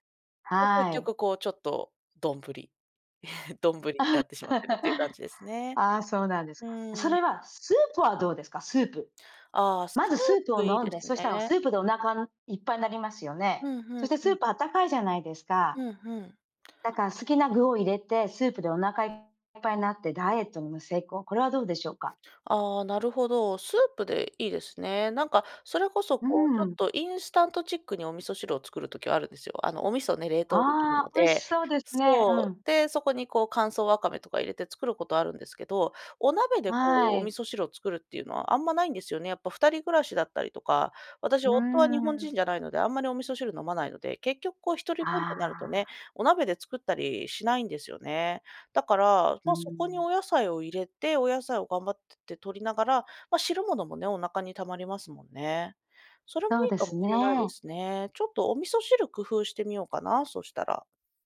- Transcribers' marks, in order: chuckle; laugh
- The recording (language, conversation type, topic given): Japanese, advice, なぜ生活習慣を変えたいのに続かないのでしょうか？